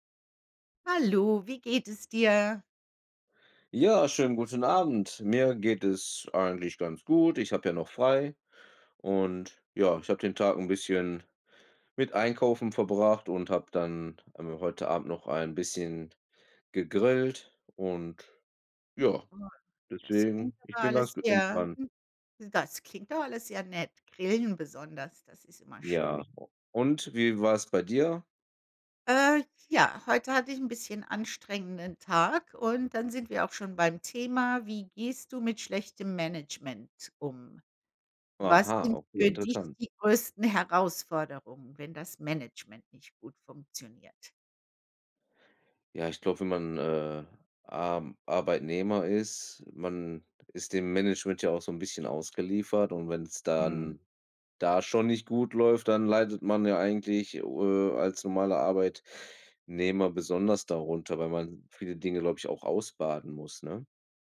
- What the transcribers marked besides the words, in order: unintelligible speech
- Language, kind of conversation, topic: German, unstructured, Wie gehst du mit schlechtem Management um?